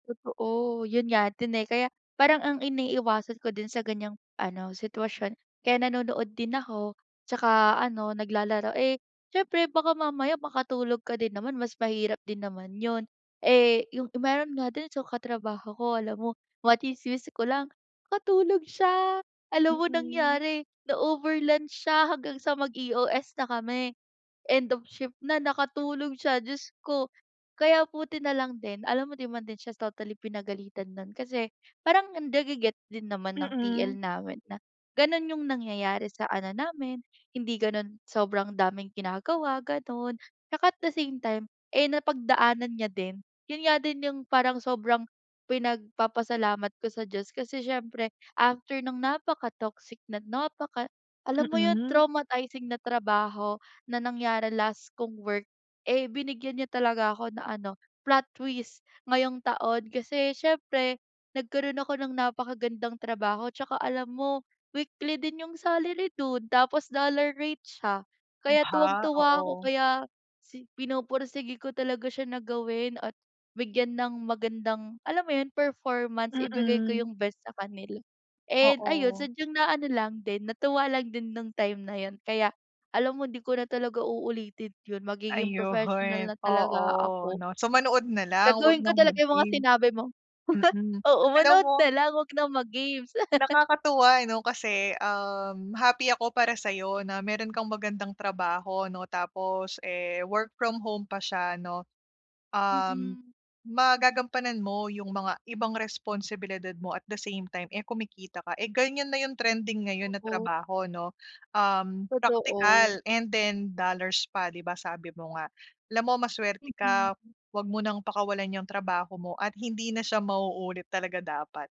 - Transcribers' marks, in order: tapping; other background noise; chuckle; laugh
- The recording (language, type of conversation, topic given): Filipino, advice, Paano ko mababalanse ang oras ko sa trabaho at sa libangan?
- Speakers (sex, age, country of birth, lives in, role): female, 20-24, Philippines, Philippines, user; female, 30-34, Philippines, Philippines, advisor